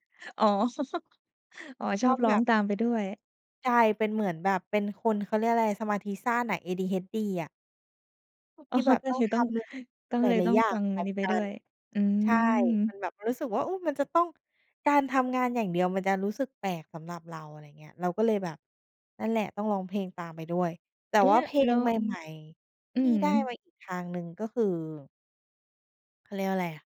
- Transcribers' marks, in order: chuckle; laughing while speaking: "อ๋อ"
- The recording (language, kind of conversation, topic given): Thai, podcast, คุณมักค้นพบเพลงใหม่ๆ จากช่องทางไหนมากที่สุด?